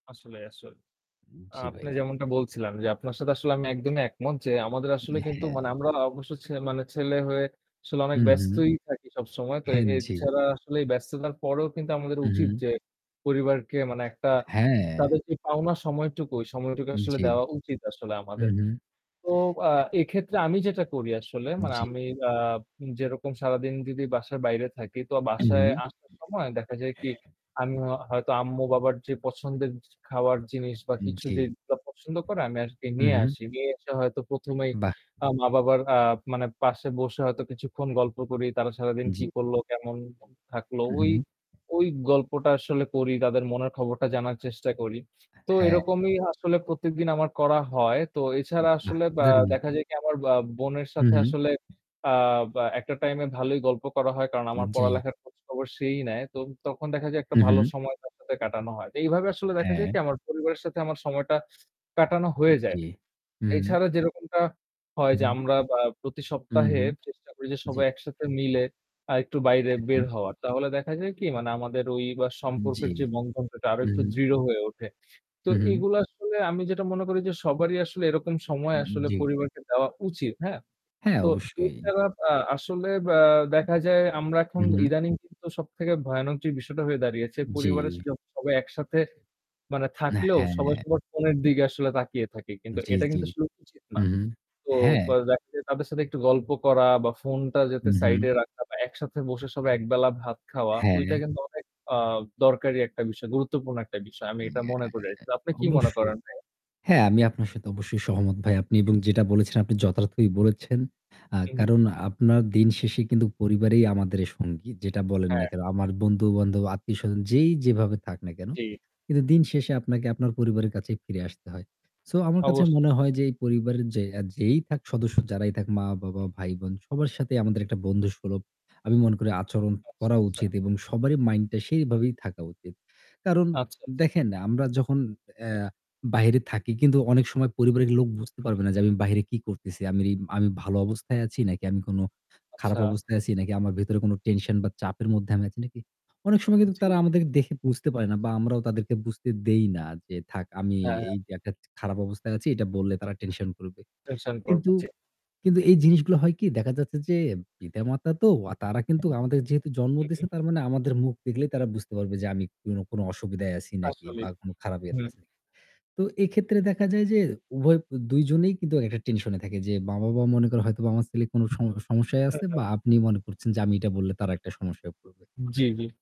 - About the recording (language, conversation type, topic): Bengali, unstructured, পরিবারের সদস্যদের সঙ্গে আপনি কীভাবে ভালো সম্পর্ক বজায় রাখেন?
- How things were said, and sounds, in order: static; other noise; unintelligible speech; other background noise; distorted speech